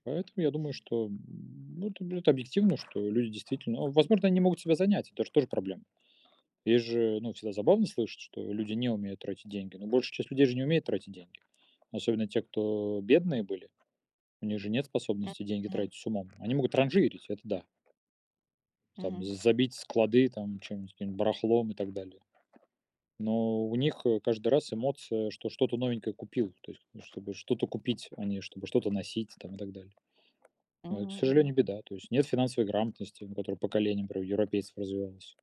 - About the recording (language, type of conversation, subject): Russian, unstructured, Что для вас важнее: быть богатым или счастливым?
- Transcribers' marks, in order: other background noise